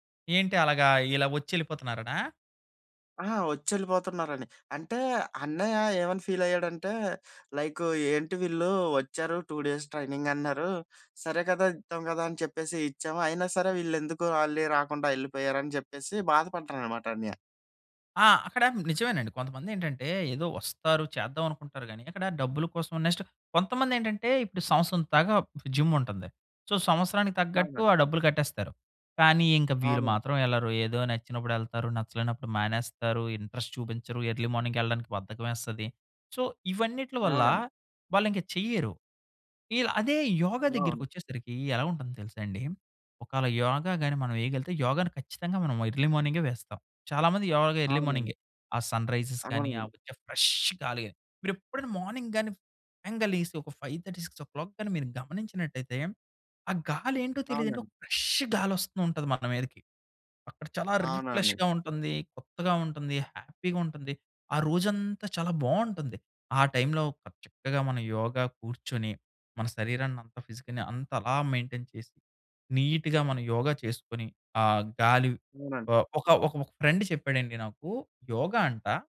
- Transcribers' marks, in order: in English: "టూ డేస్ ట్రైనింగ్"; "సంవత్సరం దాకా" said as "సంవ్‌సుం తాగా"; in English: "సో"; sad: "ఇంక వీరు మాత్రం వెళ్లరు. ఏదో … ఎర్లీ మార్నింగేళ్ళడానికి బద్ధకమేస్తది"; in English: "ఇంట్రెస్ట్"; in English: "ఎర్లీ"; in English: "సో"; in English: "ఎర్లీ"; in English: "ఎర్లీ"; in English: "సన్‌రైజెస్"; in English: "ఫ్రెష్"; stressed: "ఫ్రెష్"; in English: "మార్నింగ్"; in English: "సడన్‌గా"; in English: "ఫైవ్ థర్టీ సిక్స్ ఓ క్లాక్"; in English: "ఫ్రెష్"; stressed: "ఫ్రెష్"; in English: "రిప్లే‌ష్‌గా"; in English: "హ్యాపీగా"; in English: "ఫిజిక్‌ని"; in English: "మెయింటైన్"; in English: "నీట్‌గా"; in English: "ఫ్రెండ్"
- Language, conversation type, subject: Telugu, podcast, యోగా చేసి చూడావా, అది నీకు ఎలా అనిపించింది?